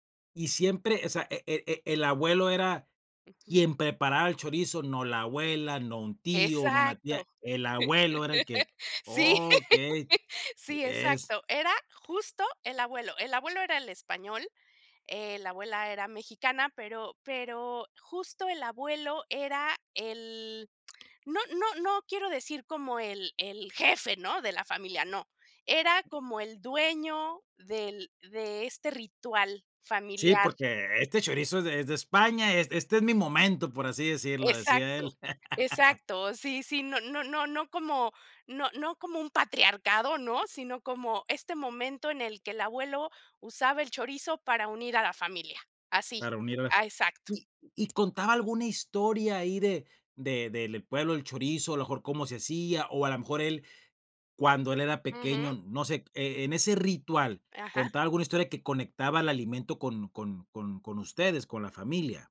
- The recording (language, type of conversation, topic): Spanish, podcast, ¿Qué comida te recuerda a tu infancia y por qué?
- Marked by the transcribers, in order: laughing while speaking: "Sí"; stressed: "abuelo"; tapping; other background noise; laugh